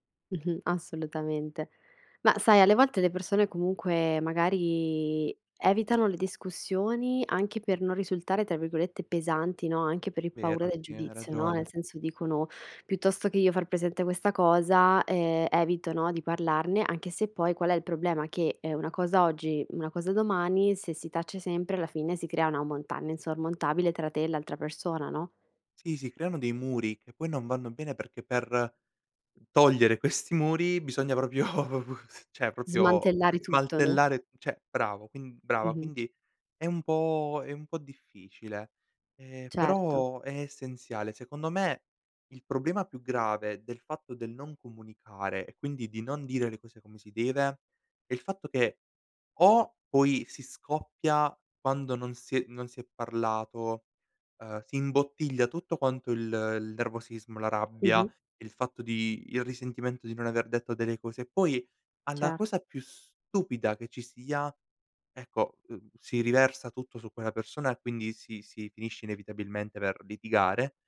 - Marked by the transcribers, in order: laughing while speaking: "questi"; laughing while speaking: "propio"; "proprio" said as "propio"; chuckle; "cioè" said as "ceh"; "proprio" said as "propio"; "smantellare" said as "smaltellare"; "cioè" said as "ceh"
- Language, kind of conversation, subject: Italian, podcast, Come bilanci onestà e tatto nelle parole?